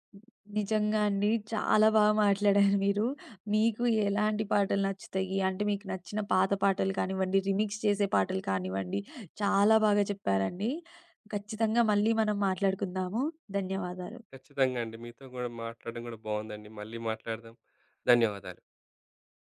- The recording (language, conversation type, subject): Telugu, podcast, సినిమా పాటల్లో నీకు అత్యంత నచ్చిన పాట ఏది?
- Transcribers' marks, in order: other background noise; chuckle; in English: "రీమిక్స్"